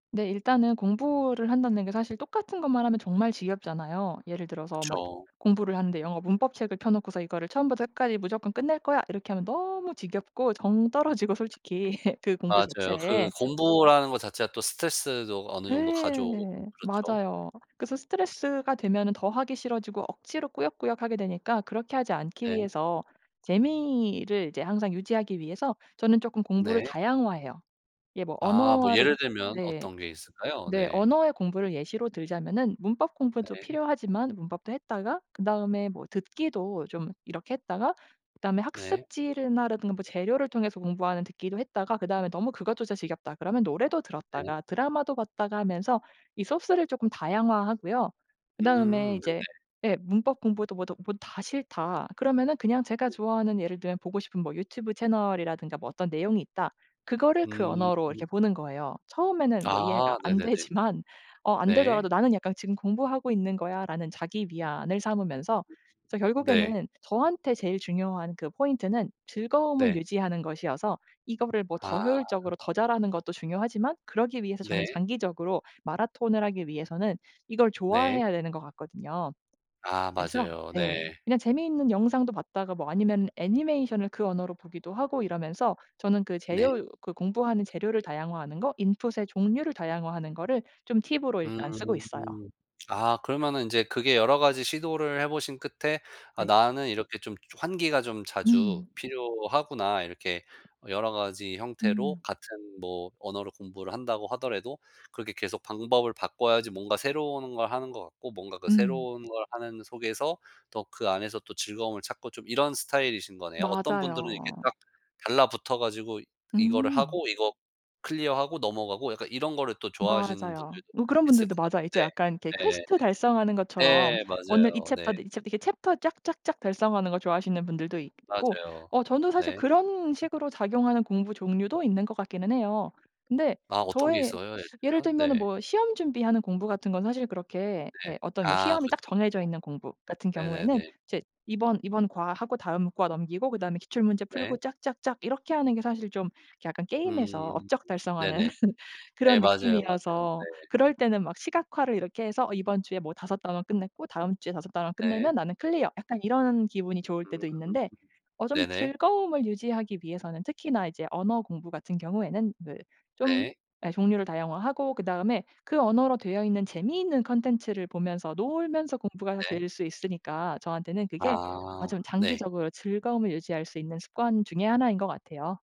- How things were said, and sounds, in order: drawn out: "너무"; laughing while speaking: "솔직히"; laugh; laughing while speaking: "안 되지만"; other background noise; in English: "input의"; tapping; in English: "클리어"; laugh; in English: "클리어"
- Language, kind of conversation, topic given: Korean, podcast, 배움의 즐거움을 꾸준히 유지하는 데 도움이 되는 일상 습관은 무엇인가요?